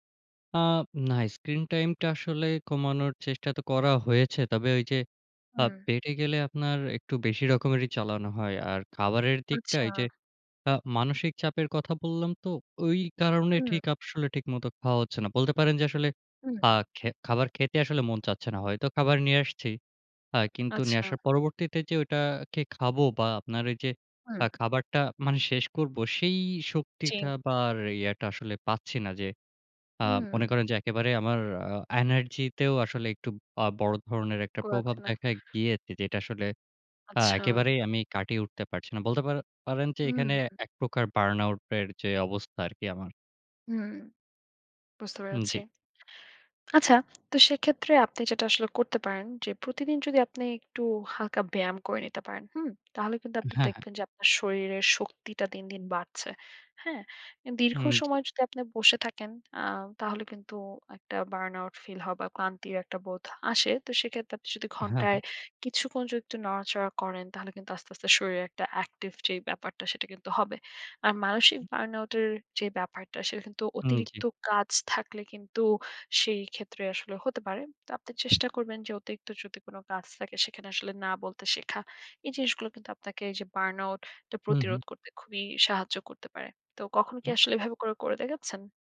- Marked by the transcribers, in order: "বা" said as "বার"; in English: "burn out"; in English: "burn out"; "যদি" said as "যদ"; in English: "burn out"; in English: "burn out"
- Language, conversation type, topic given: Bengali, advice, সারা সময় ক্লান্তি ও বার্নআউট অনুভব করছি